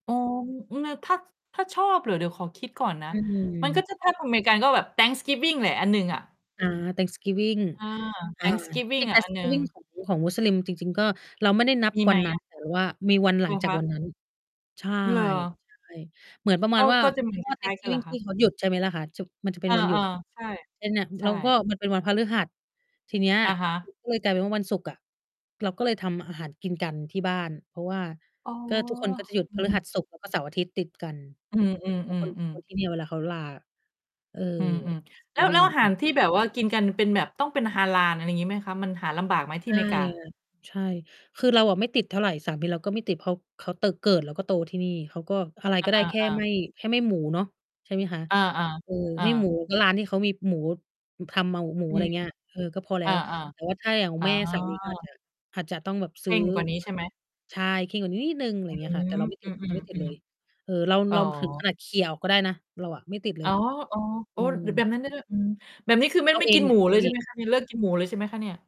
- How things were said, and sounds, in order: other background noise; distorted speech; tapping; in English: "giving"
- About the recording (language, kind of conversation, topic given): Thai, unstructured, เทศกาลไหนที่ทำให้คุณรู้สึกอบอุ่นใจมากที่สุด?